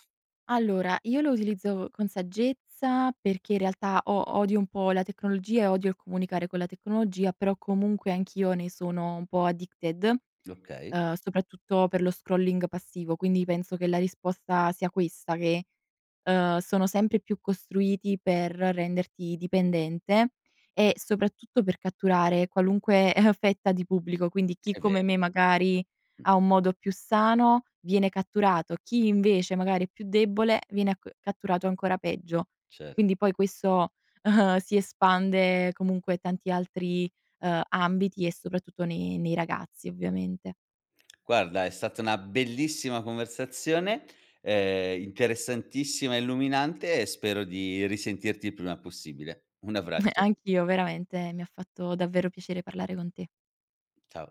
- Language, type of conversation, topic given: Italian, podcast, Cosa ti spinge a bloccare o silenziare qualcuno online?
- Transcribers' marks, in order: in English: "addicted"; in English: "scrolling"; chuckle; chuckle